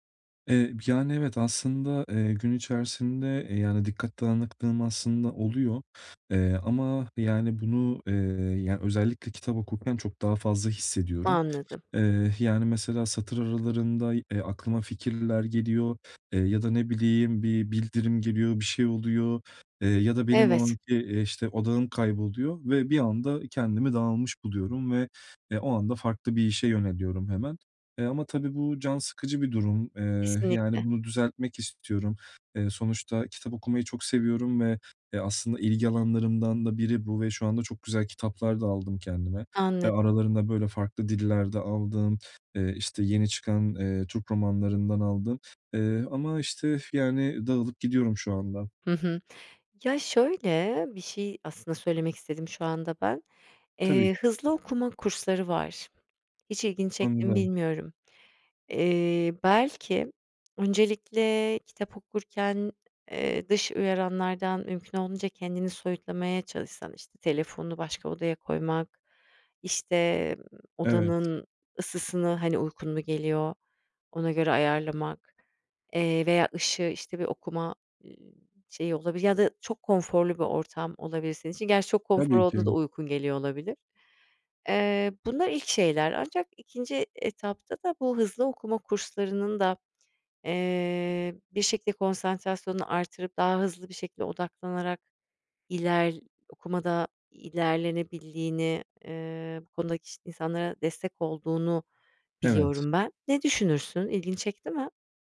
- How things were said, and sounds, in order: other background noise; other noise
- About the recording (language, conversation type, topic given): Turkish, advice, Film ya da kitap izlerken neden bu kadar kolay dikkatimi kaybediyorum?